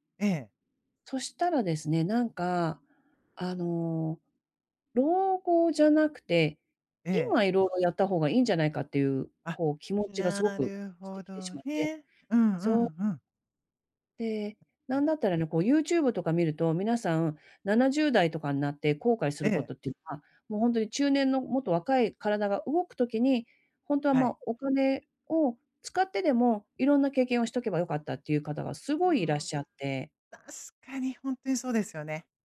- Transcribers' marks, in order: other background noise
- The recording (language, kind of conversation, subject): Japanese, advice, 長期計画がある中で、急な変化にどう調整すればよいですか？